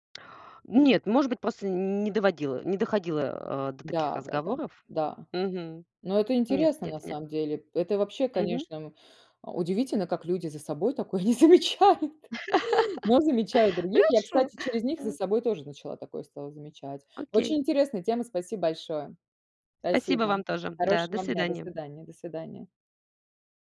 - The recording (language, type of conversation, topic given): Russian, unstructured, Как одежда влияет на твое настроение?
- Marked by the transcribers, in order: other background noise; laughing while speaking: "не замечают"; laugh; tapping